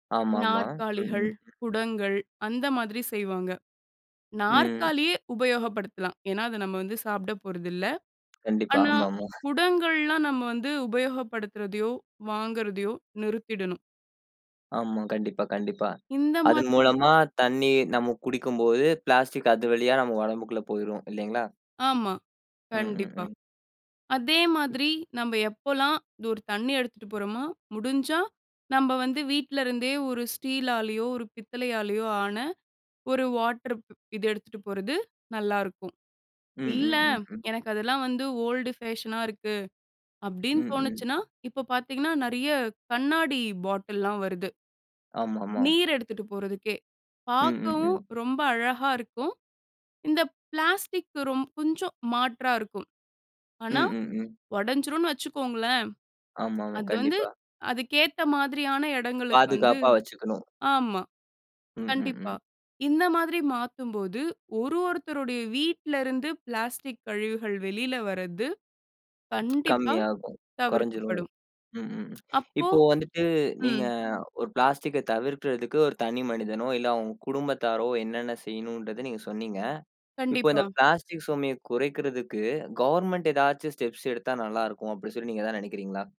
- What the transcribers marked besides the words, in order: other background noise; in English: "ஓல்டு ஃபேஷனா"; other noise; in English: "ஸ்டெப்ஸ்"
- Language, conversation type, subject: Tamil, podcast, பிளாஸ்டிக் பயன்பாட்டை குறைக்க நீங்கள் என்னென்ன வழிகளைப் பரிந்துரைப்பீர்கள்?